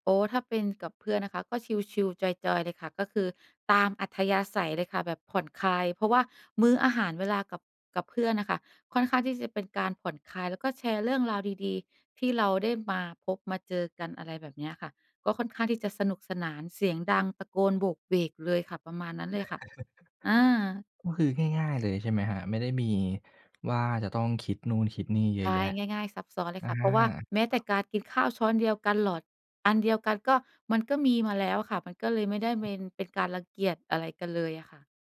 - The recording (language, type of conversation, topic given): Thai, podcast, เวลารับประทานอาหารร่วมกัน คุณมีธรรมเนียมหรือมารยาทอะไรบ้าง?
- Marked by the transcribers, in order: chuckle; tapping